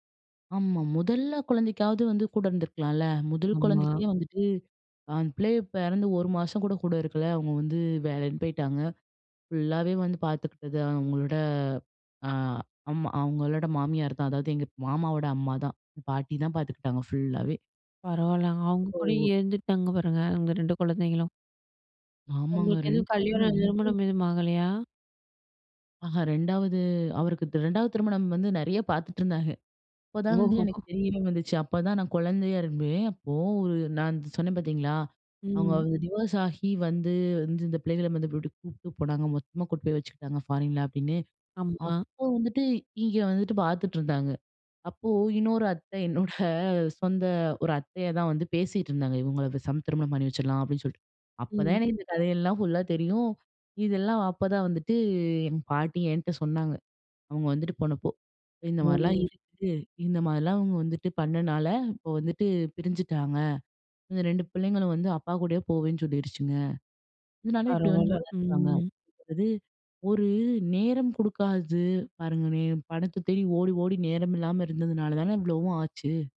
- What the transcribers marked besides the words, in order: in English: "டிவோர்ஸ்"; in English: "ஃபாரின்ல"; chuckle; other background noise
- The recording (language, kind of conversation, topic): Tamil, podcast, பணம், நேரம், சந்தோஷம்—இவற்றில் எதற்கு நீங்கள் முன்னுரிமை கொடுப்பீர்கள்?